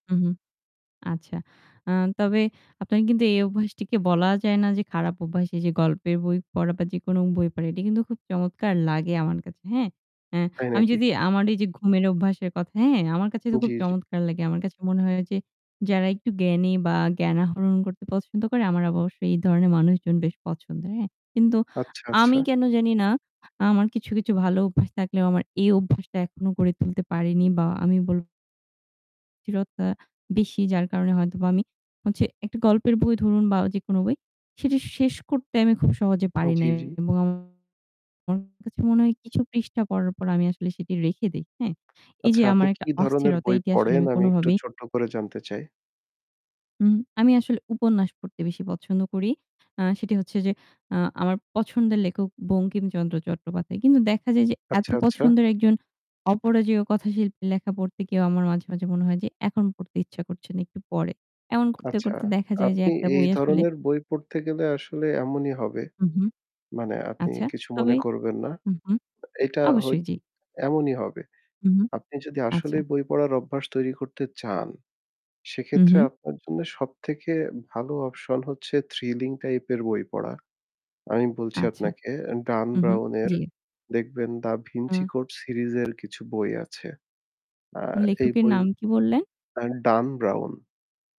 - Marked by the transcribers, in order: static; other background noise; distorted speech; mechanical hum
- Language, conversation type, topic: Bengali, unstructured, পড়াশোনায় মনোনিবেশ কীভাবে বাড়ানো যায়?